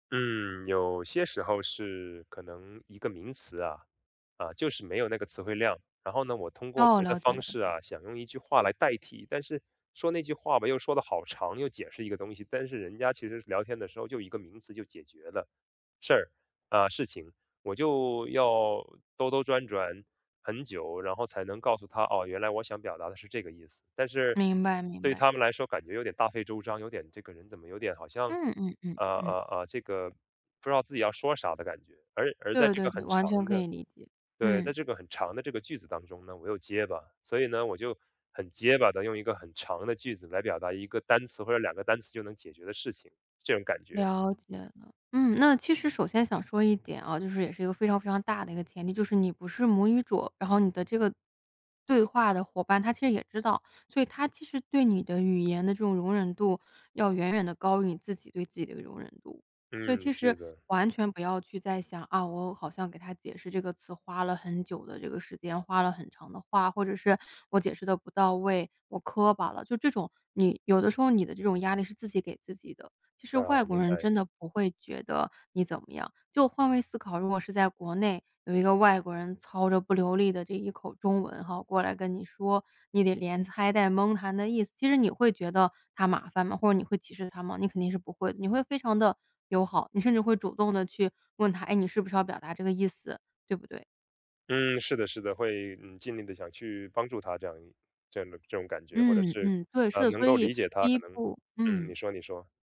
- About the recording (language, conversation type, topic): Chinese, advice, 在社交场合我该如何更容易开始并维持对话？
- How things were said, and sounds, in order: "他" said as "谈"